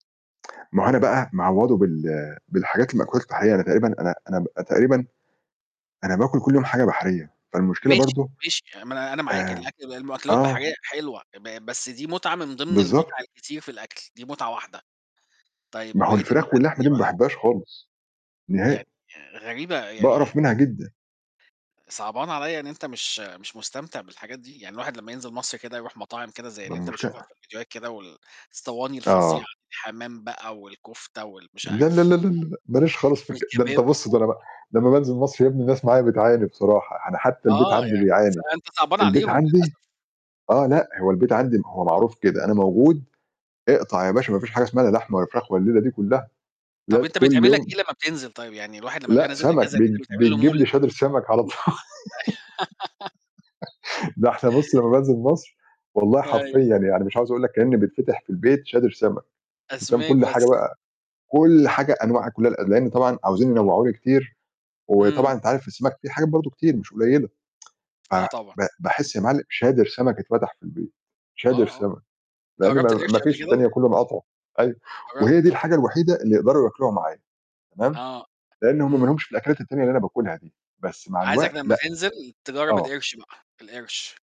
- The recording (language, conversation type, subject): Arabic, unstructured, إنت مع ولا ضد منع بيع الأكل السريع في المدارس؟
- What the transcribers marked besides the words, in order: tsk; tapping; distorted speech; "يعني" said as "حني"; laughing while speaking: "طو"; laugh; tsk